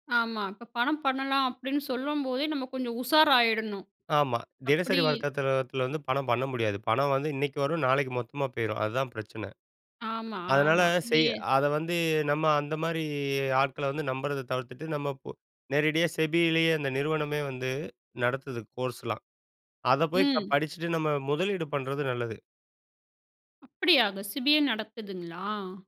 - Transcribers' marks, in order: in English: "கோர்ஸ்லாம்"
- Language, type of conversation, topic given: Tamil, podcast, சமூக ஊடகங்களில் போலி அல்லது ஏமாற்றும் பிரபலர்களை எப்படிக் கண்டறியலாம்?